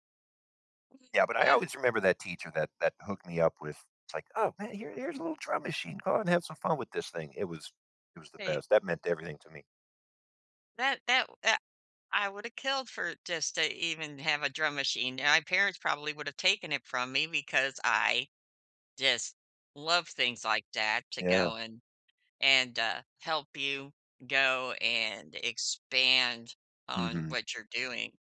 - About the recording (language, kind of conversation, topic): English, unstructured, When should I teach a friend a hobby versus letting them explore?
- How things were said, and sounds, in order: other background noise